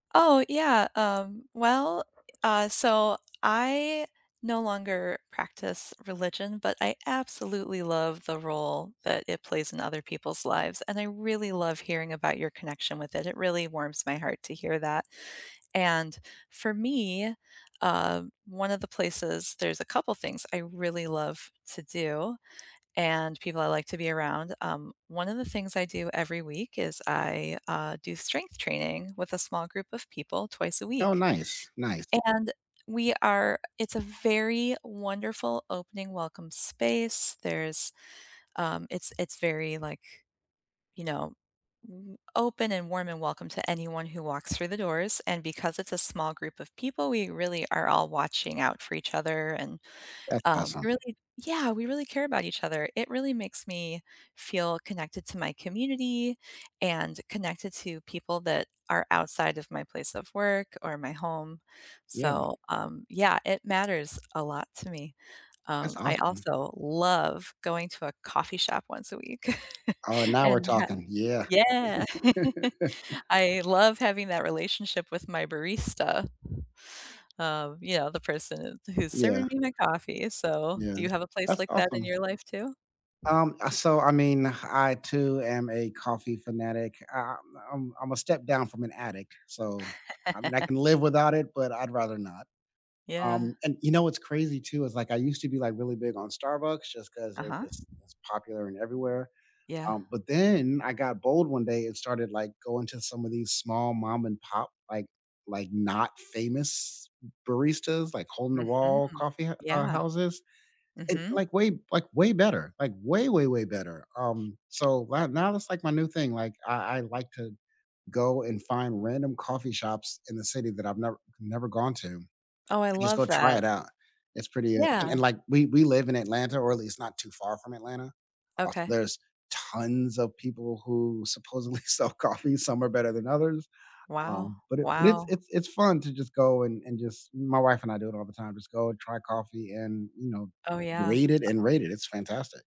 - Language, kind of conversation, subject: English, unstructured, Where do you find a sense of community in your day-to-day life, and how does it support you?
- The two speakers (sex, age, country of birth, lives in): female, 45-49, United States, United States; male, 40-44, United States, United States
- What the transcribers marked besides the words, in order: other background noise; stressed: "love"; chuckle; laugh; chuckle; chuckle; laughing while speaking: "sell coffees"